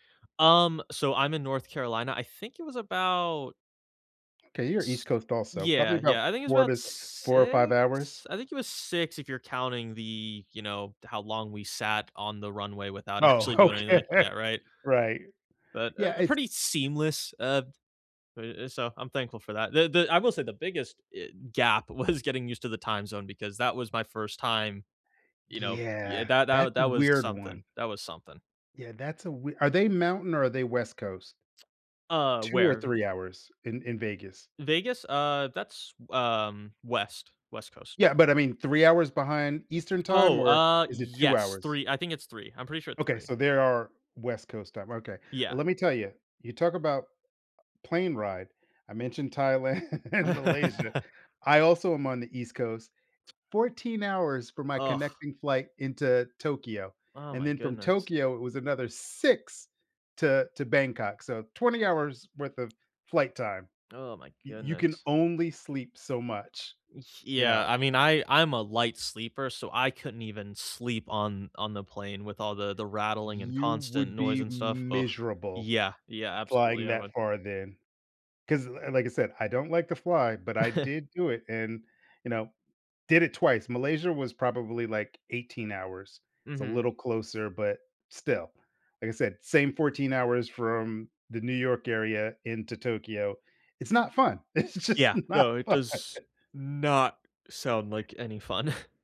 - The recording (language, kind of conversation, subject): English, unstructured, How should I decide what to learn beforehand versus discover in person?
- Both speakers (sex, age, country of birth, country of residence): male, 25-29, United States, United States; male, 55-59, United States, United States
- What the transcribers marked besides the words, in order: laughing while speaking: "actually"; laughing while speaking: "okay"; laughing while speaking: "was"; laugh; laughing while speaking: "Thailand"; other noise; stressed: "miserable"; chuckle; laughing while speaking: "It's just not fun"; stressed: "not"; chuckle